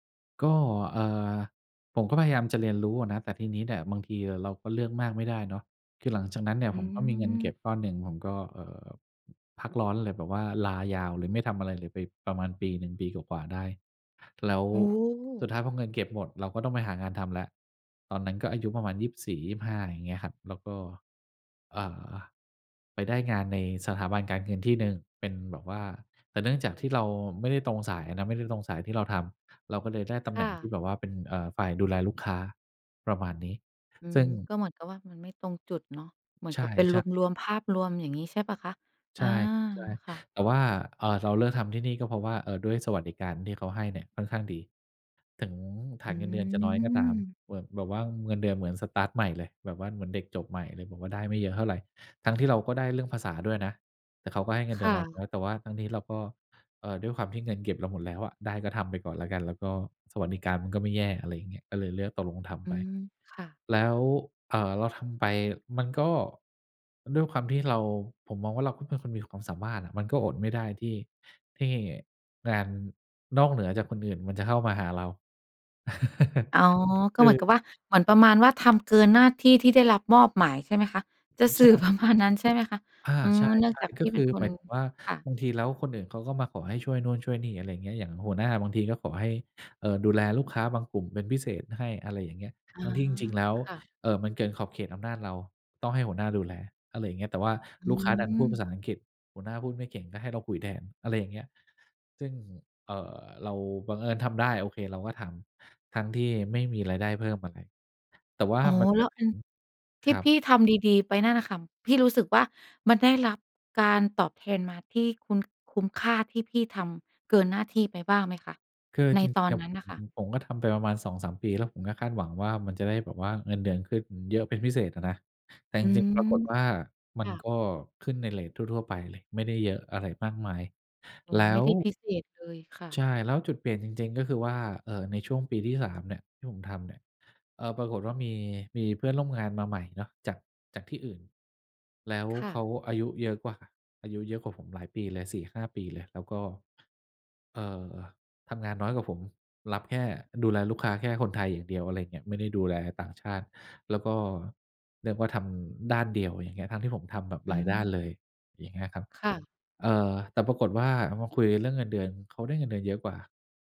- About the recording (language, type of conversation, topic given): Thai, podcast, เล่าเหตุการณ์ที่คุณได้เรียนรู้จากความผิดพลาดให้ฟังหน่อยได้ไหม?
- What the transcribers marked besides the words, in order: chuckle; other background noise; laughing while speaking: "สื่อประมาณ"